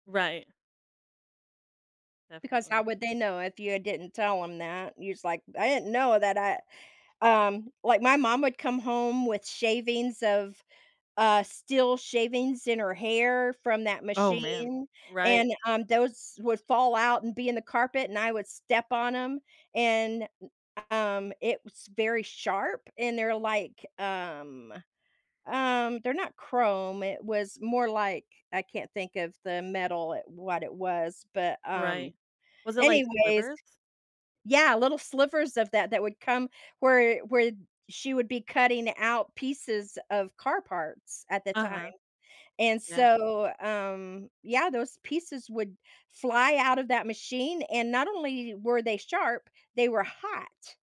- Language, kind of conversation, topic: English, unstructured, How does revisiting old memories change our current feelings?
- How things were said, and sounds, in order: none